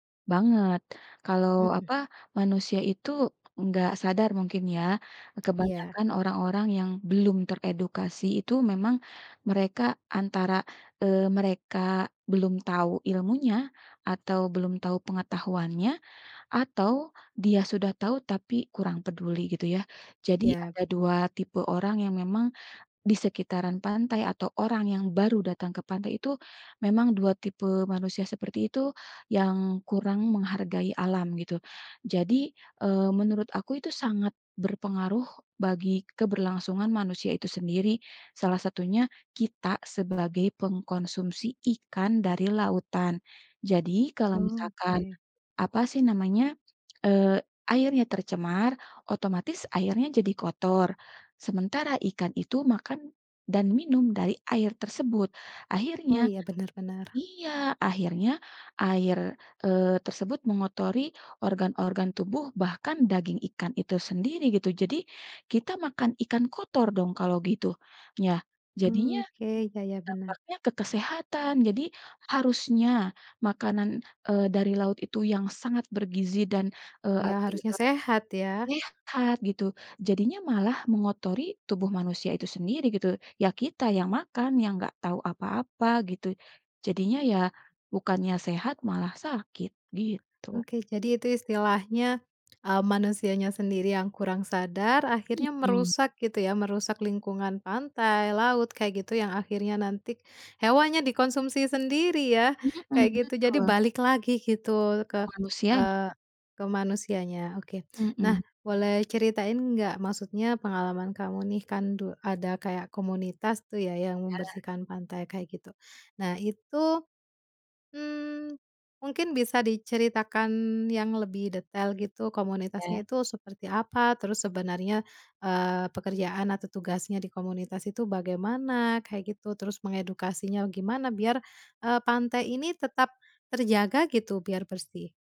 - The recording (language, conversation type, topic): Indonesian, podcast, Kenapa penting menjaga kebersihan pantai?
- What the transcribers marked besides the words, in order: tapping; other background noise